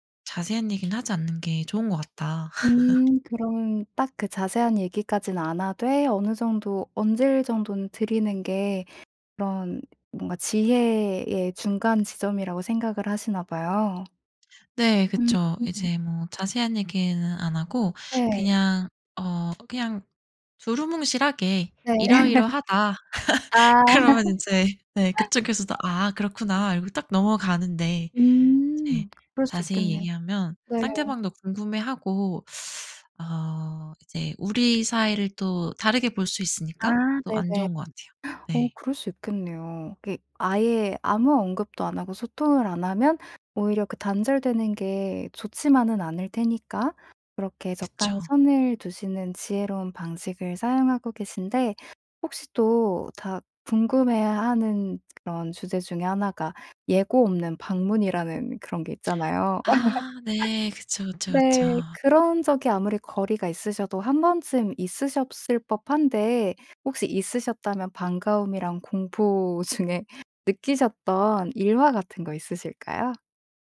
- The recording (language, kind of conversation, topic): Korean, podcast, 시댁과 처가와는 어느 정도 거리를 두는 게 좋을까요?
- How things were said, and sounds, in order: tapping; other background noise; laugh; laugh; laugh; laughing while speaking: "중에"